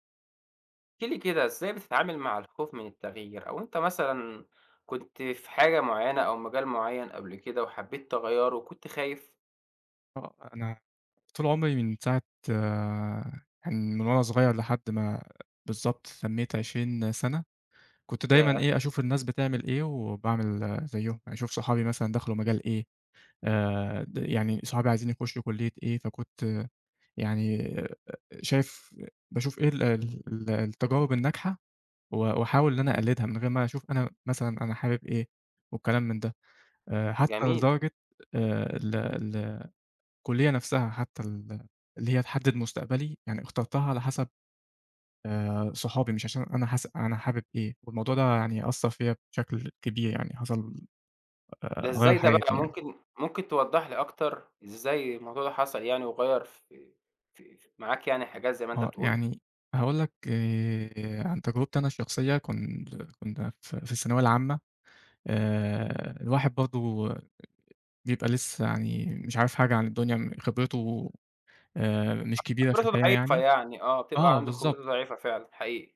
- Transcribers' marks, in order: tapping
- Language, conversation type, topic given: Arabic, podcast, إزاي بتتعامل مع الخوف من التغيير؟